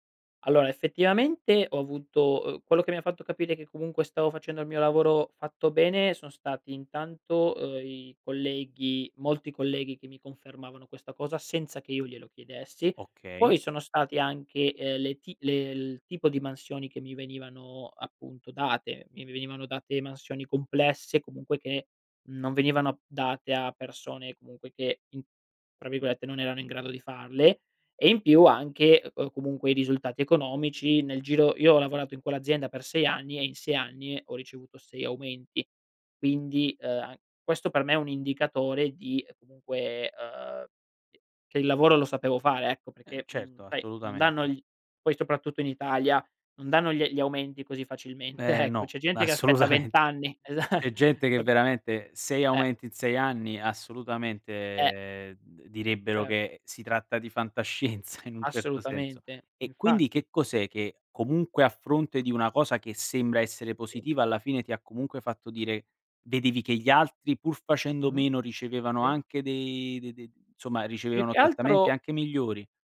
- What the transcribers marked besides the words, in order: "Allora" said as "aloa"; laughing while speaking: "assolutamen"; laughing while speaking: "ecco"; laughing while speaking: "esa"; laughing while speaking: "fantascienza"
- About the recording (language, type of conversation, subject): Italian, podcast, Come il tuo lavoro riflette i tuoi valori personali?